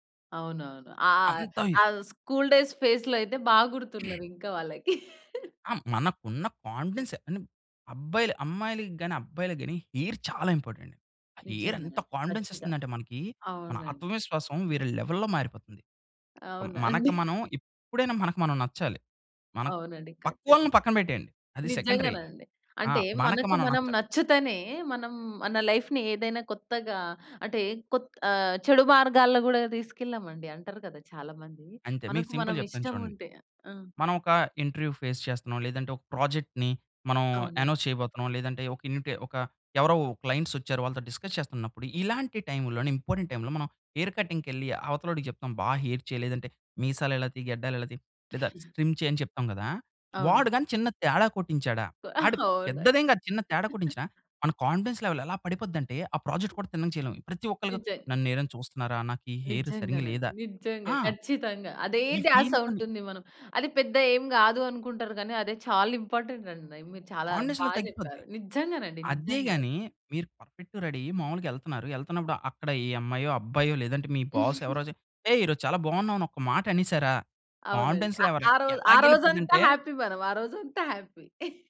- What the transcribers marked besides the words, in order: in English: "డేస్ ఫేస్‌లో"; throat clearing; chuckle; in English: "కాన్ఫిడెన్స్"; in English: "హెయిర్"; in English: "ఇంపార్టెంట్"; in English: "హెయిర్"; in English: "కాన్ఫిడెన్స్"; in English: "లెవెల్లో"; chuckle; tapping; in English: "సెకండరీ"; in English: "లైఫ్‌ని"; in English: "సింపుల్"; in English: "ఇంటర్వ్యూ ఫేస్"; in English: "ప్రాజెక్ట్‌ని"; in English: "అనౌన్స్"; in English: "క్లయింట్స్"; in English: "డిస్కస్"; in English: "ఇంపార్టెంట్"; in English: "హెయిర్ కటింగ్‌కి"; in English: "హెయిర్"; other background noise; in English: "స్ట్రిమ్"; chuckle; in English: "కాన్ఫిడెన్స్ లెవెల్"; in English: "ప్రాజెక్ట్"; in English: "హెయిర్"; in English: "ఇంపార్టెంట్"; in English: "కాన్ఫిడెన్స్ లెవెల్"; in English: "పర్ఫెక్ట్‌గా రెడీ"; chuckle; in English: "బాస్"; in English: "కాన్ఫిడెన్స్‌లేవల్"; in English: "హ్యాపీ"; in English: "హ్యాపీ"; chuckle
- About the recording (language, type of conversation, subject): Telugu, podcast, మీ ఆత్మవిశ్వాసాన్ని పెంచిన అనుభవం గురించి చెప్పగలరా?